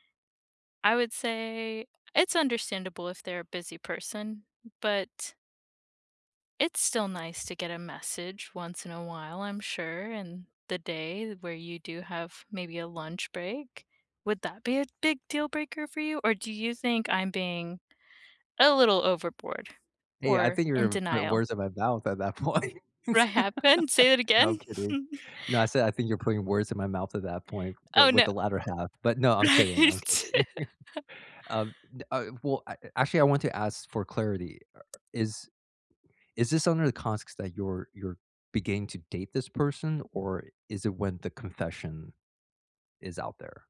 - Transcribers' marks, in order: tapping; laughing while speaking: "point"; chuckle; laughing while speaking: "Right"; chuckle; chuckle
- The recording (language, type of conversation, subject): English, unstructured, What’s a deal breaker for you in love?